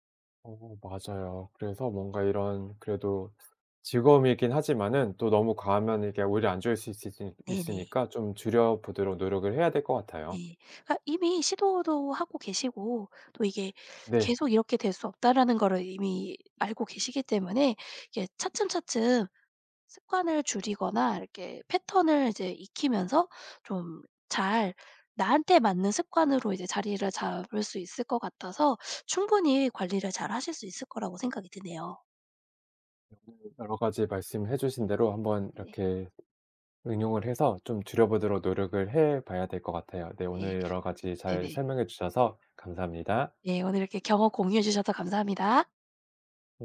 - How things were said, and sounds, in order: unintelligible speech; other background noise
- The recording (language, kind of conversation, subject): Korean, advice, 스마트폰과 미디어 사용을 조절하지 못해 시간을 낭비했던 상황을 설명해 주실 수 있나요?